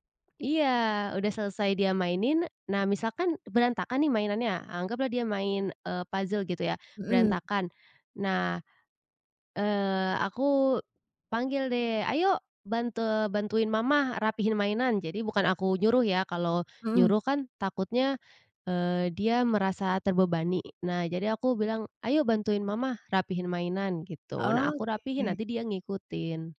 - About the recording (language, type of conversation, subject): Indonesian, podcast, Bagaimana kamu menyampaikan nilai kepada anak melalui contoh?
- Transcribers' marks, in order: other background noise; in English: "puzzle"